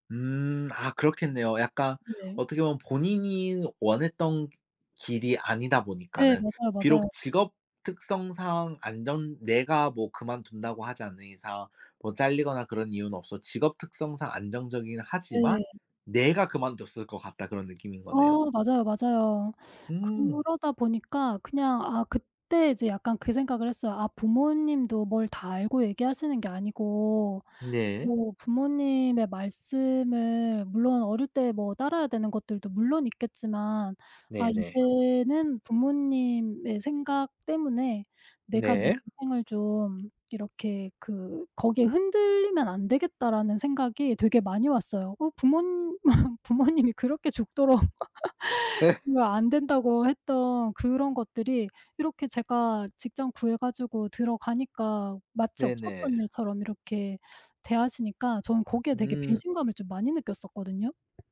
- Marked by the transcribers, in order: tapping; other background noise; laugh; laughing while speaking: "부모님이 그렇게 죽도록"; laugh
- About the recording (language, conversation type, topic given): Korean, podcast, 가족의 진로 기대에 대해 어떻게 느끼시나요?